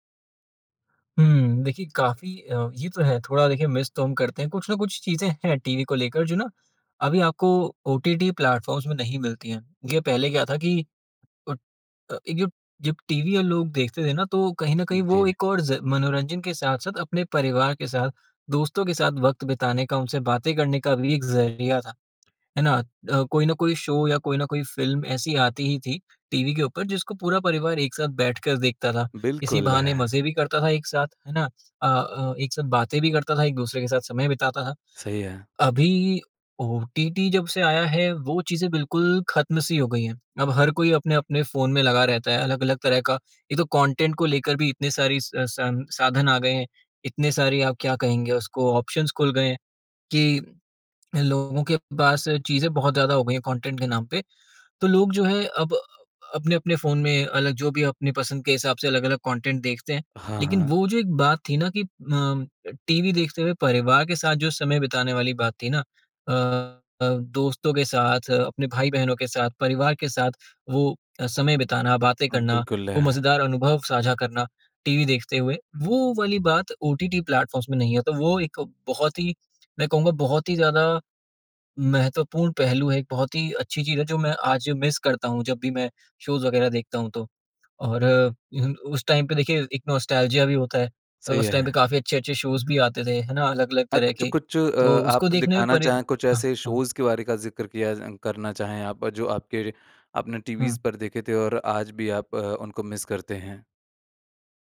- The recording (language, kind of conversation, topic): Hindi, podcast, क्या अब वेब-सीरीज़ और पारंपरिक टीवी के बीच का फर्क सच में कम हो रहा है?
- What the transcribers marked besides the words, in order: in English: "मिस"; in English: "प्लैटफ़ॉर्म्स"; in English: "शो"; in English: "कंटेंट"; in English: "ऑप्शंस"; in English: "कंटेंट"; in English: "कंटेंट"; in English: "प्लैटफ़ॉर्म्स"; in English: "मिस"; in English: "शोज़"; in English: "नॉस्टेल्जिया"; in English: "टाइम"; in English: "शोज़"; in English: "शोज़"; in English: "टीवीस्"; in English: "मिस"